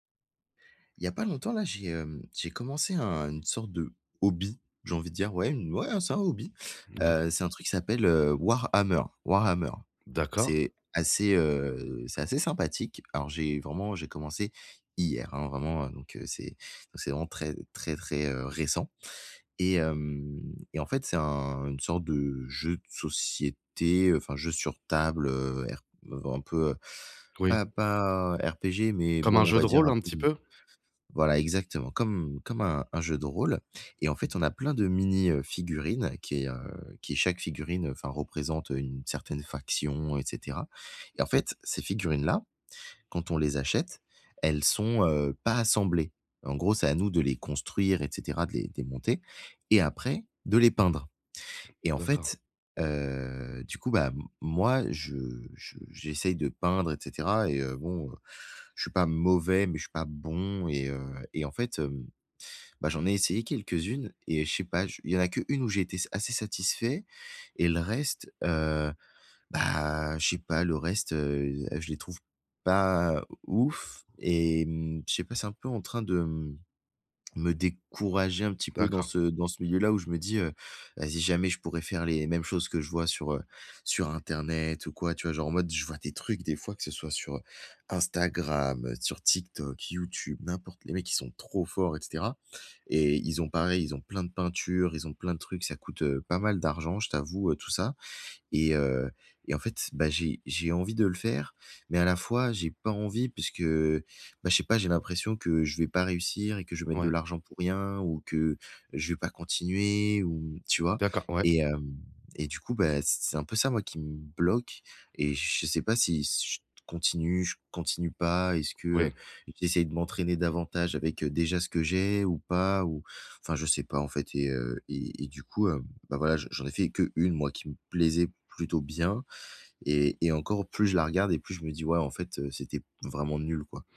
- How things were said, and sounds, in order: stressed: "hobby"; tapping; other background noise; stressed: "bah"
- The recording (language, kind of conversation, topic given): French, advice, Comment apprendre de mes erreurs sans me décourager quand j’ai peur d’échouer ?